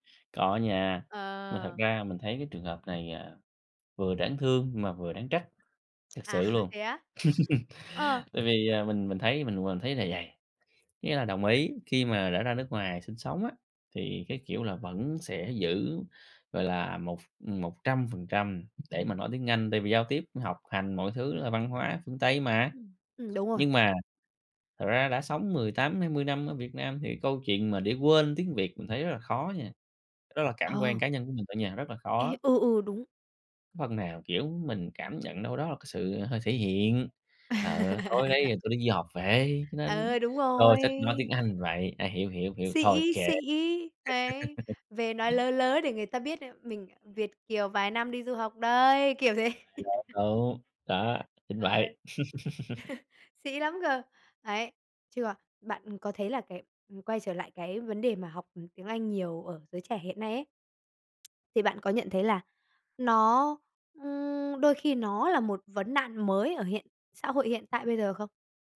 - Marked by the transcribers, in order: tapping; laughing while speaking: "À"; laugh; other background noise; laugh; laugh; unintelligible speech; unintelligible speech; laugh; chuckle; laugh; lip smack
- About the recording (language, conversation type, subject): Vietnamese, podcast, Bạn thấy việc giữ gìn tiếng mẹ đẻ hiện nay khó hay dễ?